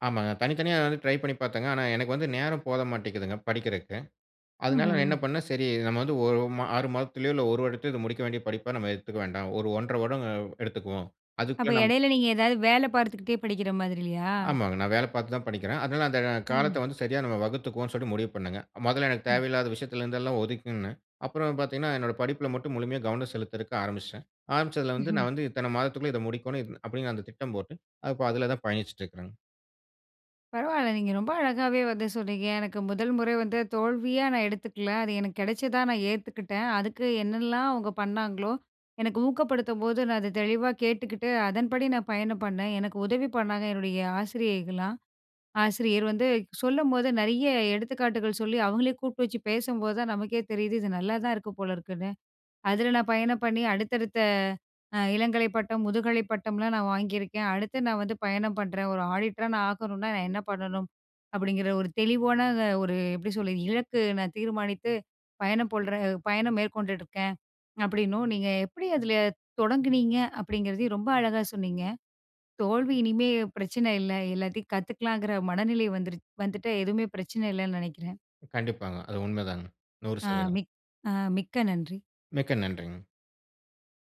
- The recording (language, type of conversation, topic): Tamil, podcast, மாற்றத்தில் தோல்வி ஏற்பட்டால் நீங்கள் மீண்டும் எப்படித் தொடங்குகிறீர்கள்?
- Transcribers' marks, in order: in English: "ட்ரை"; "இடையில்" said as "எடைல"; "ஒதுக்குனே" said as "ஒதுக்குன்னே"; chuckle; other background noise